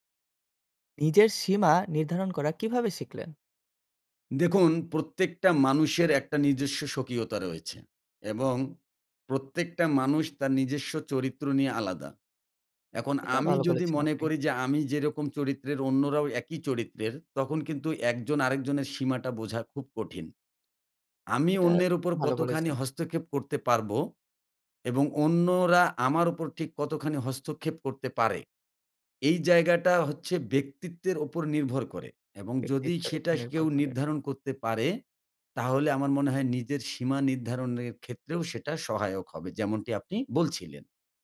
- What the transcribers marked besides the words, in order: tapping
- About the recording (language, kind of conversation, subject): Bengali, podcast, নিজের সীমা নির্ধারণ করা কীভাবে শিখলেন?